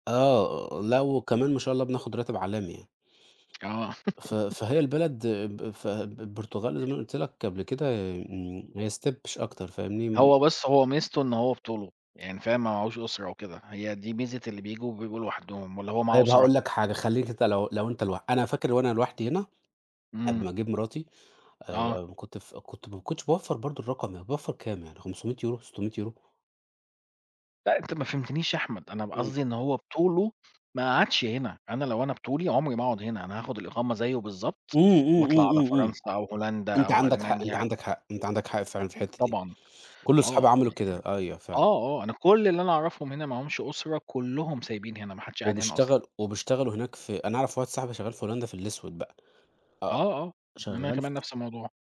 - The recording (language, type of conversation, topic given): Arabic, unstructured, بتحب تقضي وقتك مع العيلة ولا مع صحابك، وليه؟
- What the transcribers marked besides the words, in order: laugh; tapping; in English: "step"; other background noise